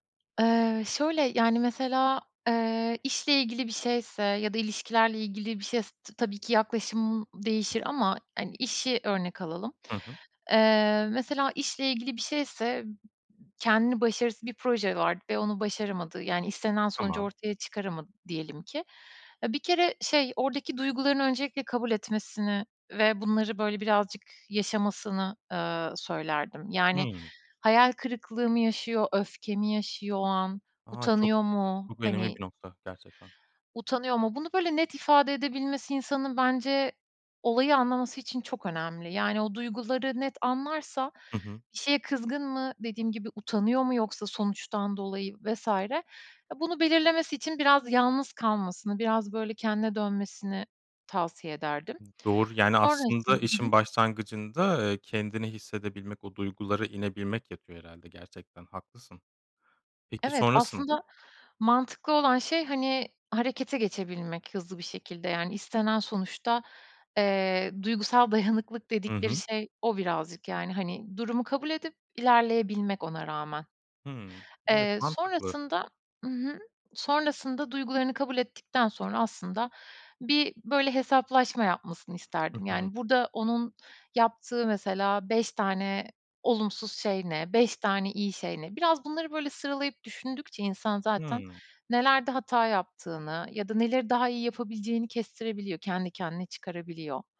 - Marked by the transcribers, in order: unintelligible speech; unintelligible speech; laughing while speaking: "dayanıklılık"
- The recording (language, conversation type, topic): Turkish, podcast, Başarısızlıktan sonra nasıl toparlanırsın?